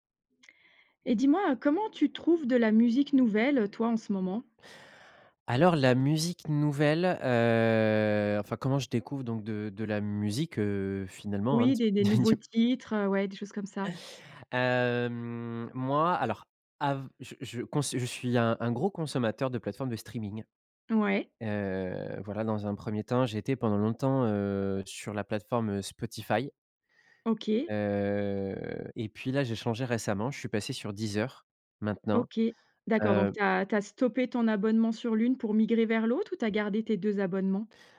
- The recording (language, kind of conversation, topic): French, podcast, Comment trouvez-vous de nouvelles musiques en ce moment ?
- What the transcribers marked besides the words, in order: other background noise; drawn out: "heu"; stressed: "musique"; drawn out: "heu"